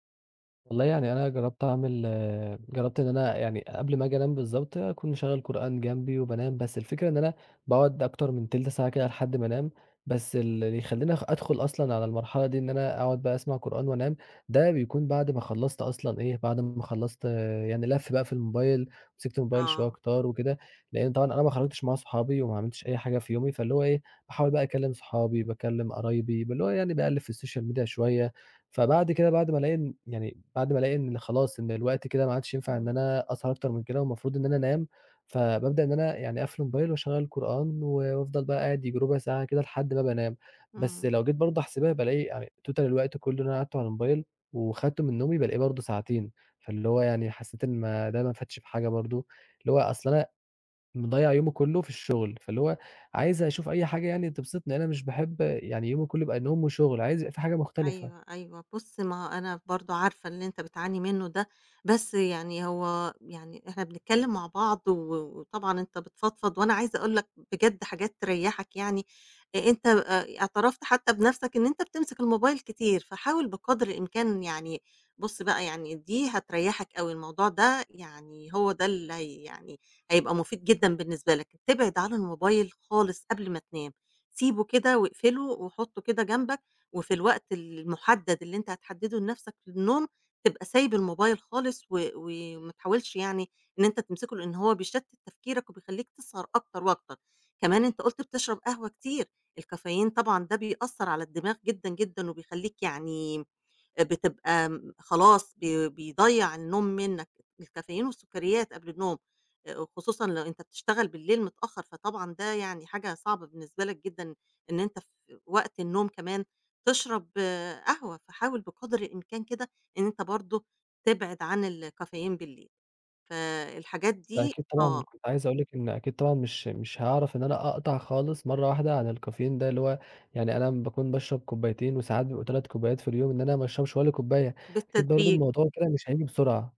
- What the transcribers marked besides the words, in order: in English: "الsocial media"; tapping; in English: "total"; other background noise
- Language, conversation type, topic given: Arabic, advice, إزاي أقدر ألتزم بميعاد نوم وصحيان ثابت؟